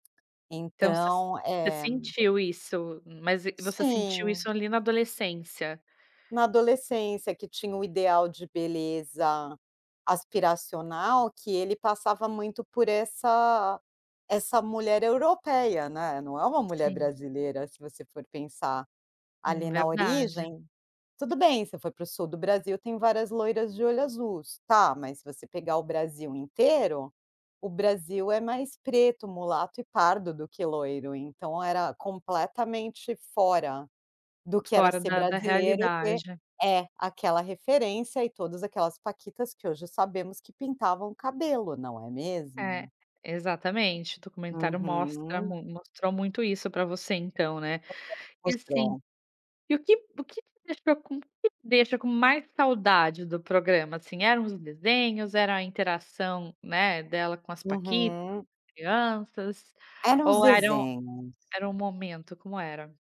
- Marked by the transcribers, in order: tapping; unintelligible speech
- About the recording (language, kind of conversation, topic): Portuguese, podcast, Qual programa de TV da sua infância te dá mais saudade?